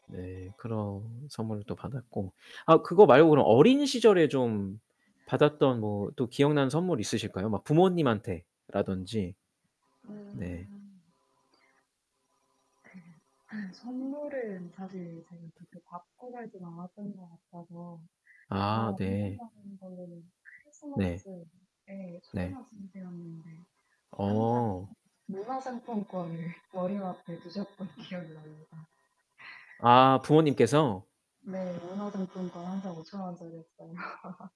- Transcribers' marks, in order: mechanical hum; laugh; distorted speech; tapping; laughing while speaking: "두셨던"; laugh; other background noise; laughing while speaking: "원짜리였어요"; laugh
- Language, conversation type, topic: Korean, unstructured, 특별한 날에 받았던 선물 중 가장 인상 깊었던 것은 무엇인가요?